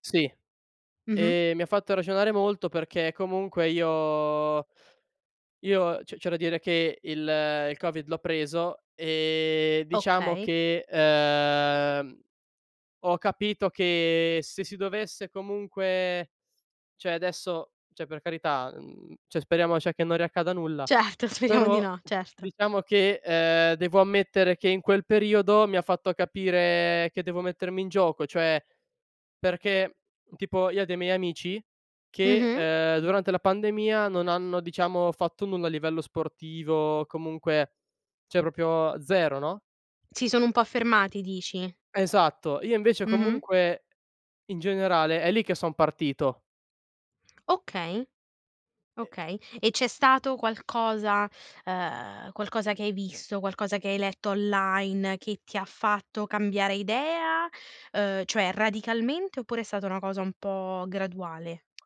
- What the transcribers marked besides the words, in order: "cioè" said as "ceh"; "cioè" said as "ceh"; "cioè" said as "ceh"; "cioè" said as "ceh"; laughing while speaking: "Certo. Speriamo di no"; tapping; "cioè" said as "ceh"
- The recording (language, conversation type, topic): Italian, podcast, Come mantieni la motivazione nel lungo periodo?